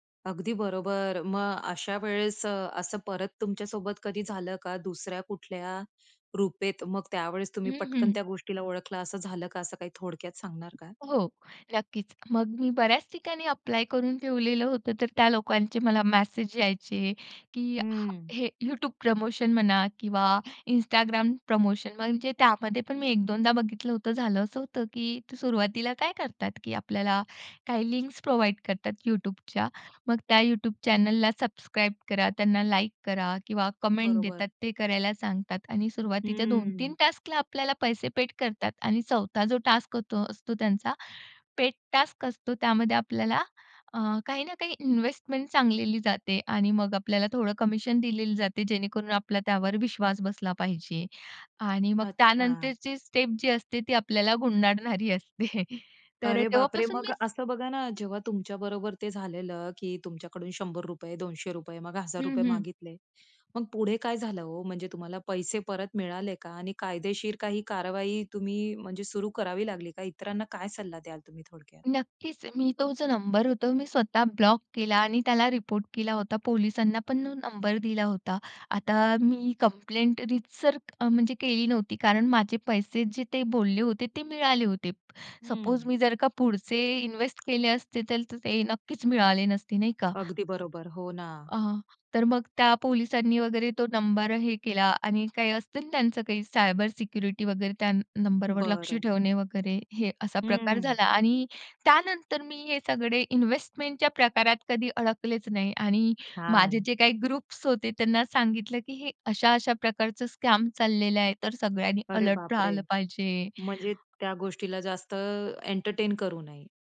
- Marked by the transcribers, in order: tapping; other background noise; in English: "प्रोव्हाईड"; in English: "कमेंट"; in English: "टास्कला"; in English: "टास्क"; in English: "टास्क"; "सांगितलेली" said as "सांगलेली"; "दिले" said as "दिलेली"; in English: "स्टेप"; chuckle; in English: "सपोज"; other noise; in English: "ग्रुप्स"; in English: "स्कॅम"; in English: "अलर्ट"
- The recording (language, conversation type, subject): Marathi, podcast, फसवणुकीचा प्रसंग तुमच्या बाबतीत घडला तेव्हा नेमकं काय झालं?